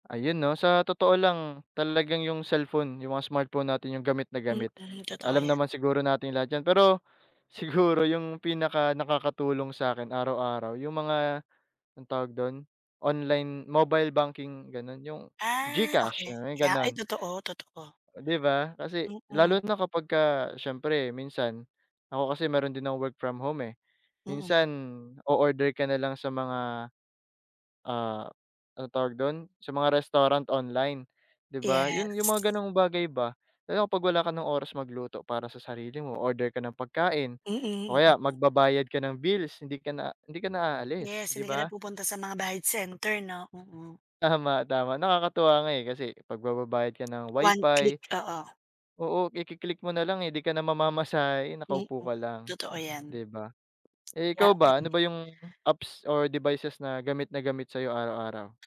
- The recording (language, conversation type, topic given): Filipino, unstructured, Paano mo ginagamit ang teknolohiya para mapadali ang araw-araw mong buhay?
- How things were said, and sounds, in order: other background noise